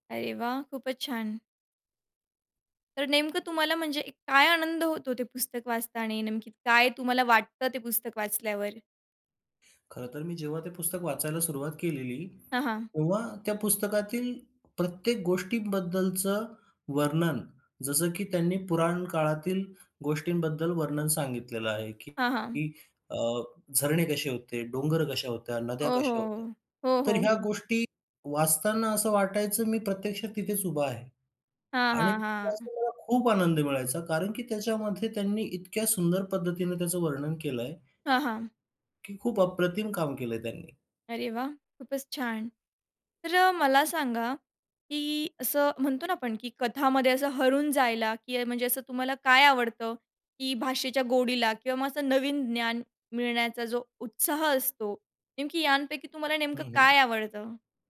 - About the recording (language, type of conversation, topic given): Marathi, podcast, पुस्तकं वाचताना तुला काय आनंद येतो?
- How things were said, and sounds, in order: "वाचताना" said as "वाचताने"; tongue click; other background noise